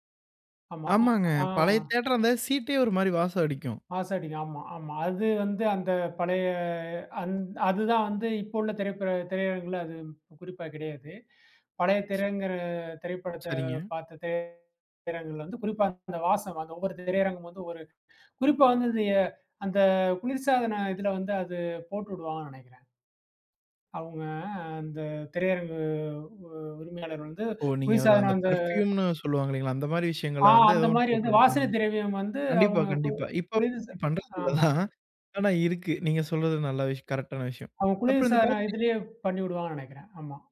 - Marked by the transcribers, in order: other noise; "அரங்குகள்ல" said as "அரங்கள்ல"; in English: "பெர்ஃப்யூம்ன்னு"; unintelligible speech; laughing while speaking: "இல்ல தான்"; other background noise
- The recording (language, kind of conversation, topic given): Tamil, podcast, பழைய திரைப்படத் தியேட்டருக்குச் சென்ற அனுபவத்தை நீங்கள் எப்படி விவரிப்பீர்கள்?